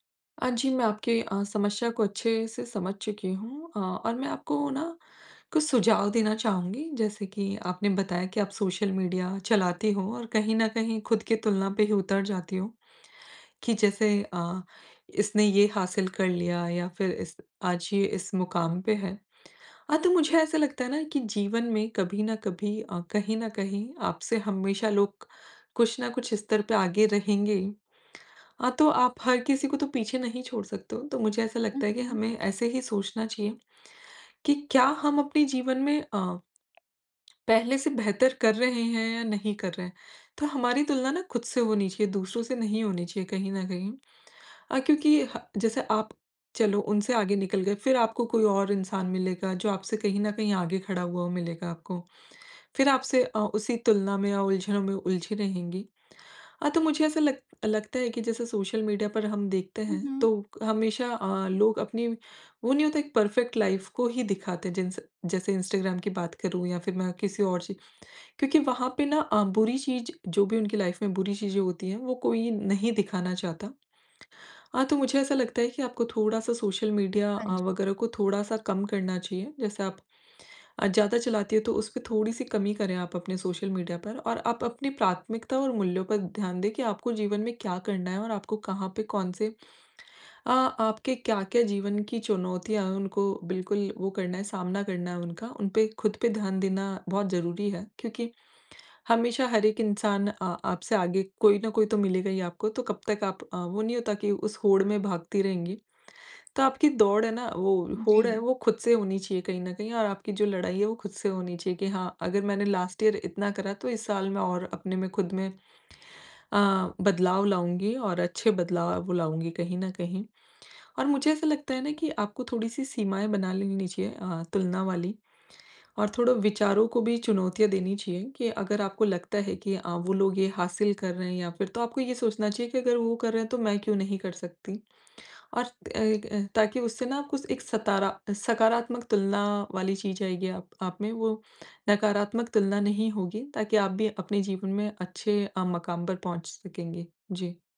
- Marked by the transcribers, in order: tongue click; in English: "परफ़ेक्ट लाइफ़"; in English: "लाइफ"; in English: "लास्ट ईयर"
- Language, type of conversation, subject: Hindi, advice, लोगों की अपेक्षाओं के चलते मैं अपनी तुलना करना कैसे बंद करूँ?